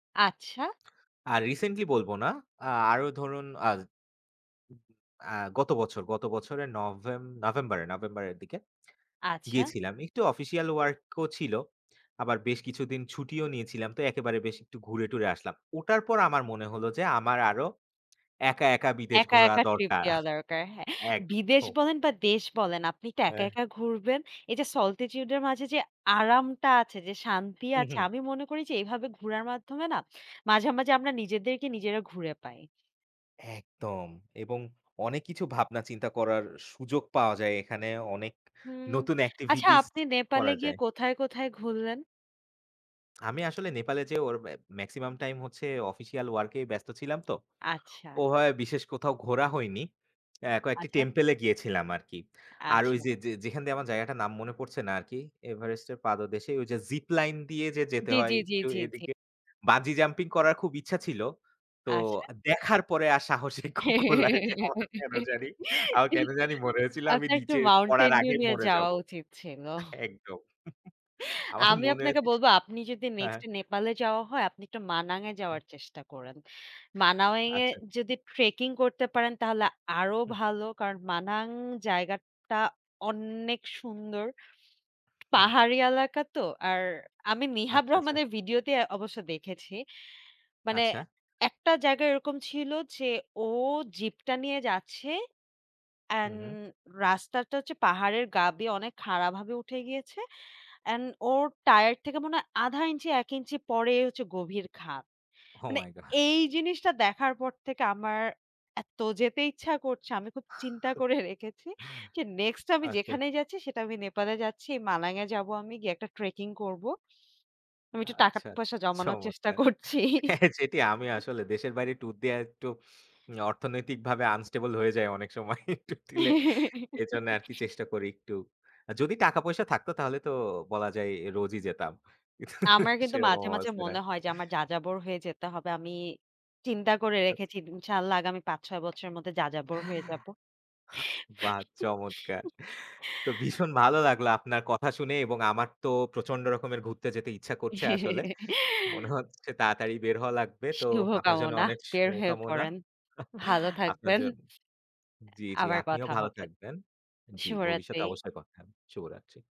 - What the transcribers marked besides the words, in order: tapping; other noise; chuckle; laughing while speaking: "একদম"; in English: "soltitude"; "solitude" said as "soltitude"; giggle; laughing while speaking: "আপনার একটু Mountain Dew নিয়ে যাওয়া উচিত ছিল"; laughing while speaking: "সাহসিক কু কুলায়নি আমার কেন … মনে আছে হ্যাঁ"; chuckle; breath; stressed: "অনেক"; breath; chuckle; laughing while speaking: "যেটি আমি আসলে"; laughing while speaking: "চেষ্টা করছি"; laugh; giggle; laughing while speaking: "ট্যুর দিলে"; giggle; laughing while speaking: "কিন্তু"; chuckle; in Arabic: "ইনশাআল্লাহ"; snort; laughing while speaking: "বাহ চমৎকার!"; laugh; giggle; laughing while speaking: "শুভকামনা। বের হয়ে পড়েন। ভালো থাকবেন"; chuckle; breath
- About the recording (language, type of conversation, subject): Bengali, unstructured, আপনি কোথায় ভ্রমণ করতে সবচেয়ে বেশি পছন্দ করেন?